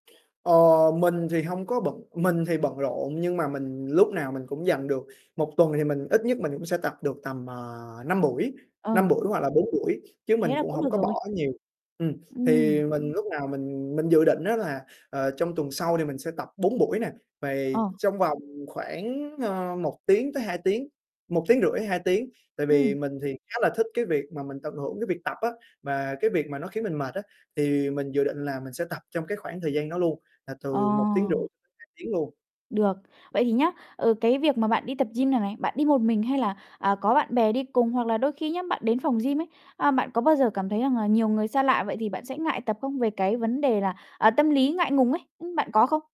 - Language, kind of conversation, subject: Vietnamese, advice, Lần đầu đi tập gym, tôi nên bắt đầu tập những gì?
- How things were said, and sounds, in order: distorted speech; other background noise; tapping